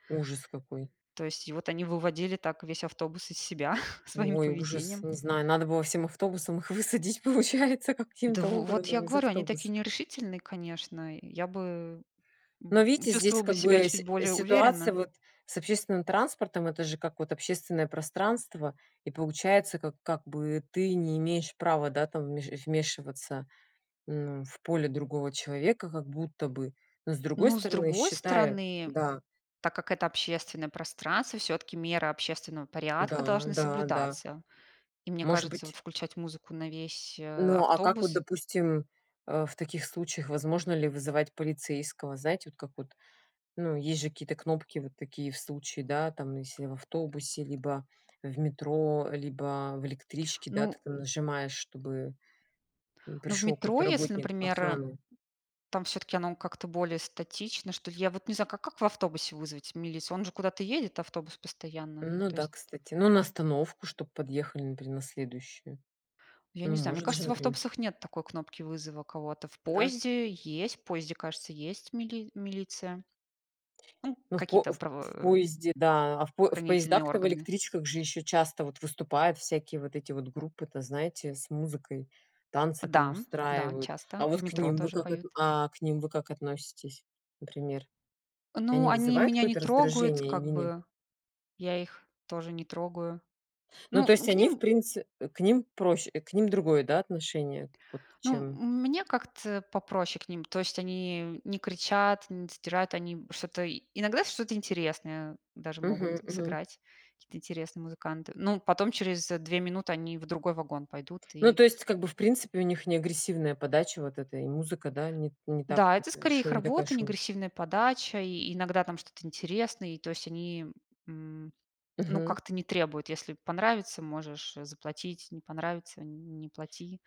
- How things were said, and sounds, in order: chuckle; laughing while speaking: "высадить, получается"; other background noise; tapping
- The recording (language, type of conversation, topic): Russian, unstructured, Что вас выводит из себя в общественном транспорте?